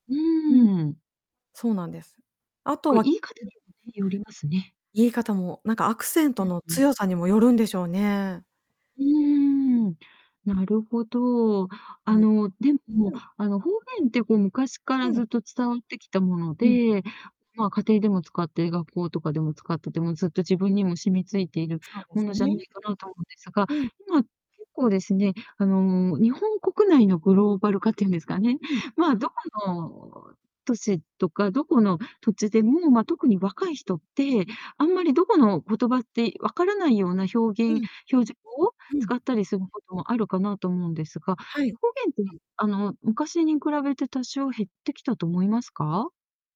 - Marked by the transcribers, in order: distorted speech
- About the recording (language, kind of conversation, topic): Japanese, podcast, 方言や地元の言葉を、今も使っていますか？